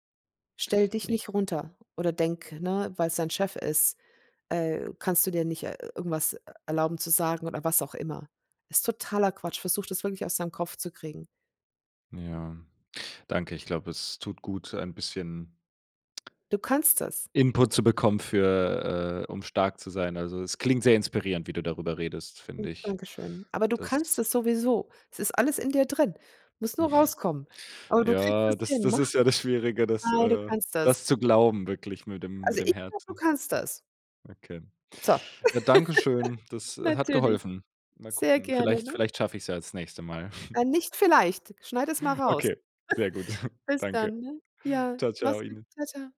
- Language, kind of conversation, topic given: German, advice, Wie kann ich aufhören, mich ständig wegen der Erwartungen anderer zu verstellen?
- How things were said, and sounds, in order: stressed: "totaler"; stressed: "kannst"; unintelligible speech; chuckle; laughing while speaking: "Schwierige"; stressed: "ich"; laugh; joyful: "Natürlich, sehr gerne, ne?"; chuckle; chuckle